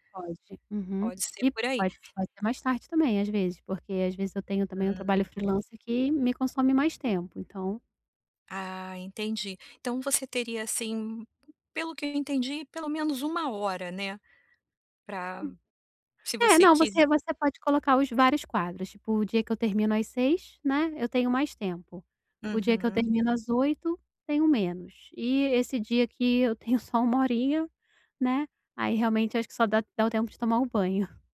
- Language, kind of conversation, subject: Portuguese, advice, Quais sequências relaxantes posso fazer para encerrar bem o dia?
- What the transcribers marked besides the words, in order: other background noise; laughing while speaking: "só uma horinha"; chuckle